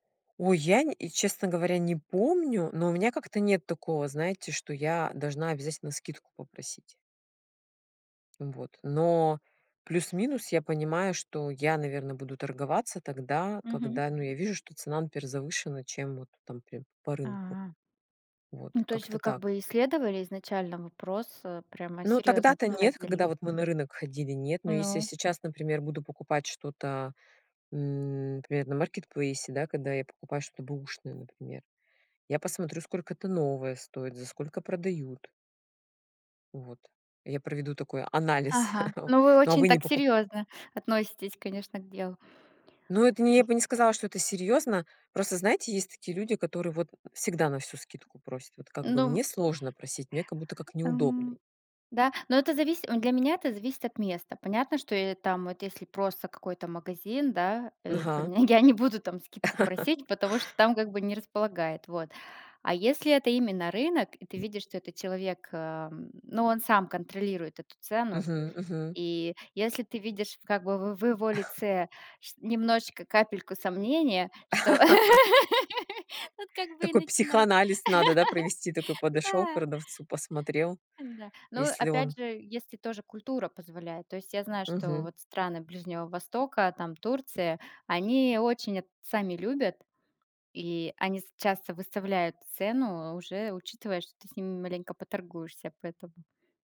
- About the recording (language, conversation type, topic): Russian, unstructured, Вы когда-нибудь пытались договориться о скидке и как это прошло?
- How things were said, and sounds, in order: tapping; chuckle; other noise; other background noise; chuckle; chuckle; laugh; laugh; laughing while speaking: "вот как бы и начинать"; chuckle